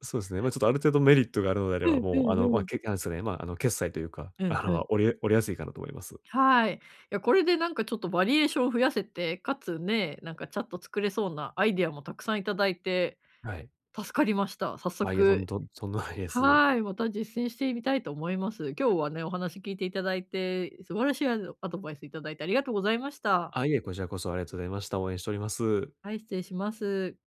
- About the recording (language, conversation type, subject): Japanese, advice, 毎日の献立を素早く決めるにはどうすればいいですか？
- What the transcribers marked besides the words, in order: unintelligible speech